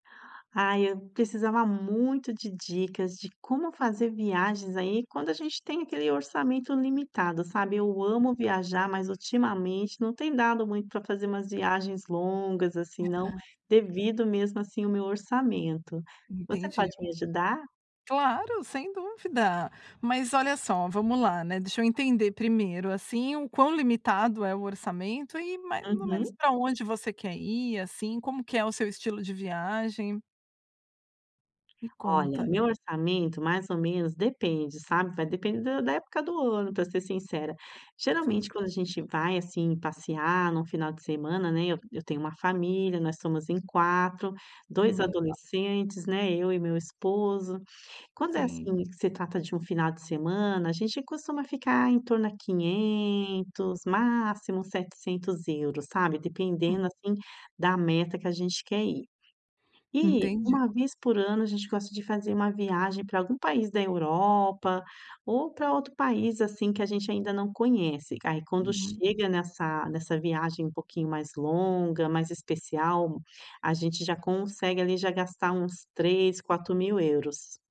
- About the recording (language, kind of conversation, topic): Portuguese, advice, Como posso viajar gastando pouco sem perder a diversão?
- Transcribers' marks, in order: tapping